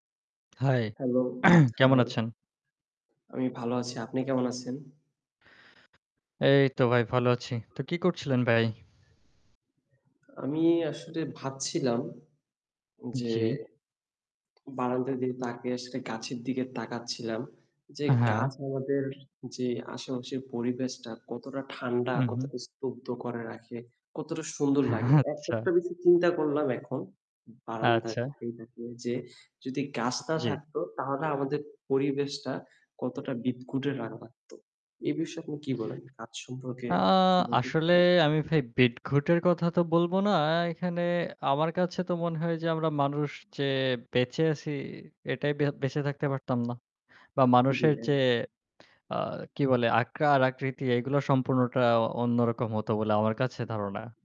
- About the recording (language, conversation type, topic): Bengali, unstructured, আপনার মতে গাছ লাগানো কতটা জরুরি?
- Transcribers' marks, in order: throat clearing; tapping; static; distorted speech; chuckle; "বিদঘুটে" said as "বিদকুটে"; unintelligible speech